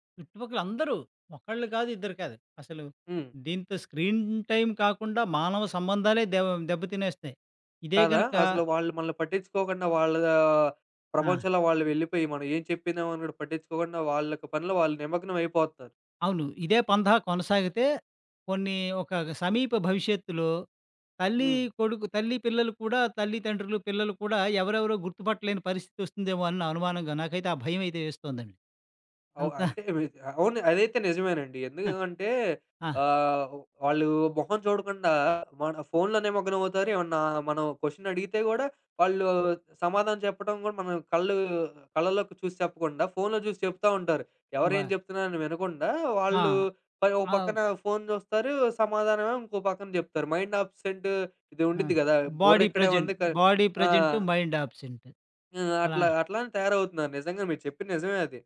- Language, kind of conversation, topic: Telugu, podcast, సామాజిక మాధ్యమాల్లో మీ పనిని సమర్థంగా ఎలా ప్రదర్శించాలి?
- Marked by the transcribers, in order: in English: "స్క్రీన్ టైమ్"; tapping; in English: "మైండ్ అబ్సెంట్"; in English: "బాడీ ప్రెజెంట్, బాడీ ప్రెజెంట్, మైండ్ అబ్సెంట్"